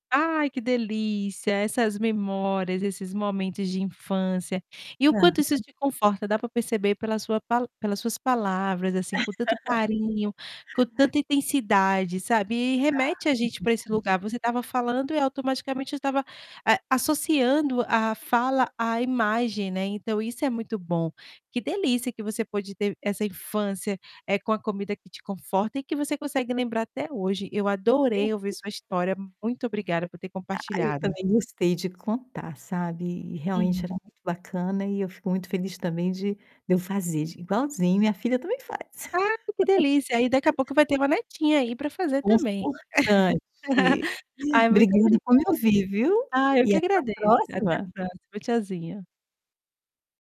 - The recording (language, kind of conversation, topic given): Portuguese, podcast, Qual é uma comida da sua infância que sempre te conforta?
- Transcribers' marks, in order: static; distorted speech; laugh; other background noise; tapping; laugh; laugh